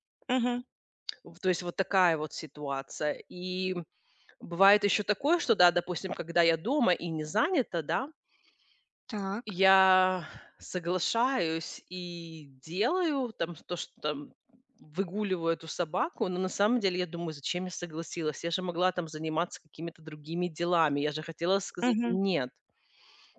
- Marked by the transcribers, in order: other background noise; exhale; tapping
- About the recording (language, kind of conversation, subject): Russian, advice, Как мне уважительно отказывать и сохранять уверенность в себе?